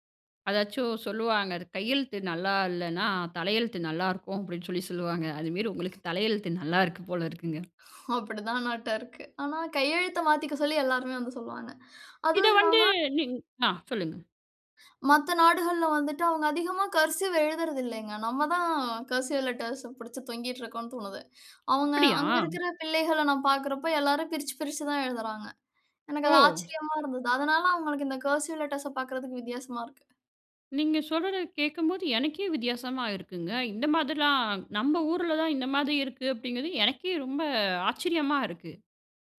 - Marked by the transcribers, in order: laughing while speaking: "அப்படின்னு சொல்லி சொல்லுவாங்க. அது மாதிரி உங்களுக்கு தலையெழுத்து நல்லா இருக்கு போல இருக்குங்க"; other background noise; in English: "கர்சிவ்"; in English: "கர்சிவ்"; in English: "கர்சிவ் லெட்டர்ஸ"
- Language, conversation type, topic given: Tamil, podcast, நீங்கள் உருவாக்கிய கற்றல் பொருட்களை எவ்வாறு ஒழுங்குபடுத்தி அமைப்பீர்கள்?